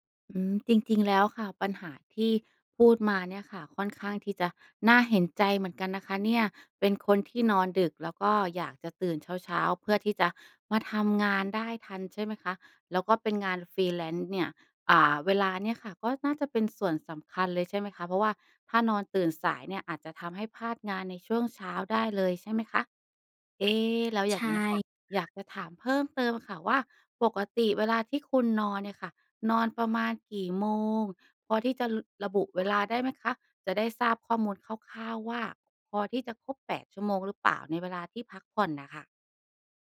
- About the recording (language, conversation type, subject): Thai, advice, ฉันควรทำอย่างไรดีเมื่อฉันนอนไม่เป็นเวลาและตื่นสายบ่อยจนส่งผลต่องาน?
- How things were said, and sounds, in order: in English: "freelance"; other background noise